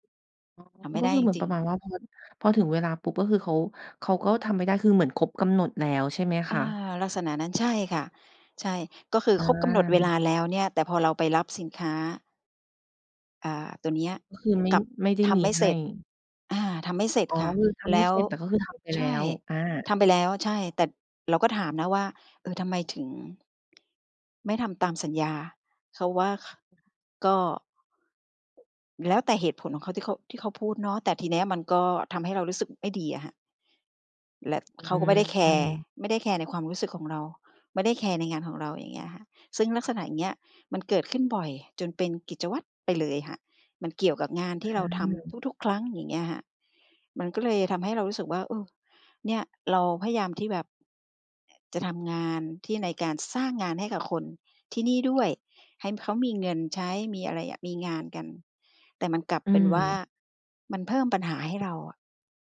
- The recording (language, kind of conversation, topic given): Thai, advice, ทำอย่างไรดีเมื่อรู้สึกเบื่อกิจวัตรแต่ไม่รู้จะเริ่มหาความหมายในชีวิตจากตรงไหน?
- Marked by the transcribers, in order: tapping; other background noise